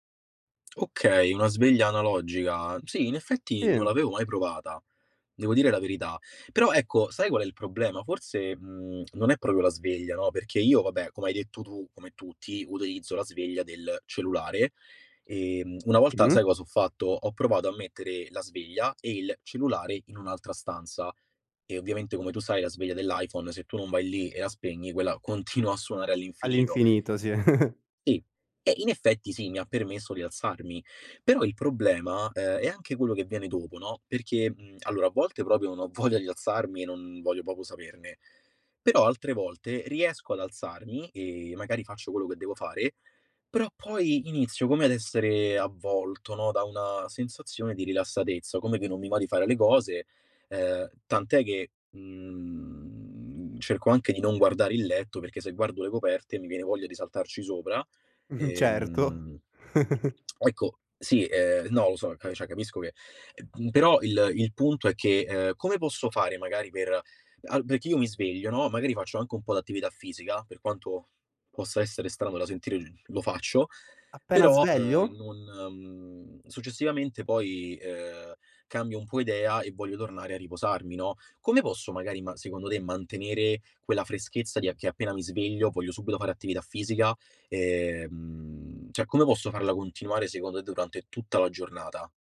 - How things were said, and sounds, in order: chuckle; "proprio" said as "propio"; "proprio" said as "popo"; tsk; chuckle; "cioè" said as "ceh"
- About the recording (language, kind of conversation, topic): Italian, advice, Come posso superare le difficoltà nel svegliarmi presto e mantenere una routine mattutina costante?